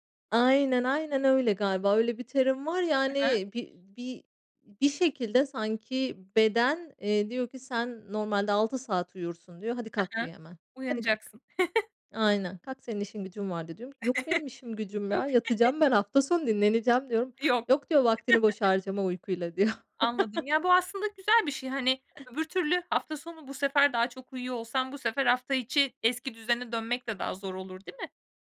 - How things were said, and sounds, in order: chuckle; chuckle; unintelligible speech; chuckle; chuckle; chuckle; other background noise
- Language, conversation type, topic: Turkish, podcast, Telefonu gece kullanmak uyku düzenini nasıl etkiler?